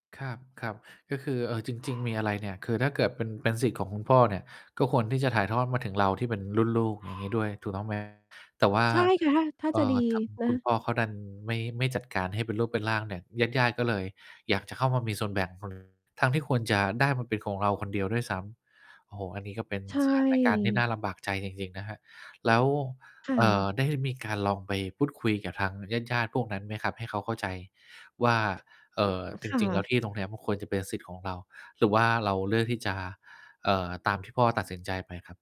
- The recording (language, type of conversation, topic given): Thai, advice, ฉันควรทำอย่างไรเมื่อทะเลาะกับพี่น้องเรื่องมรดกหรือทรัพย์สิน?
- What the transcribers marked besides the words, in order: dog barking; tapping; distorted speech; unintelligible speech; mechanical hum; other noise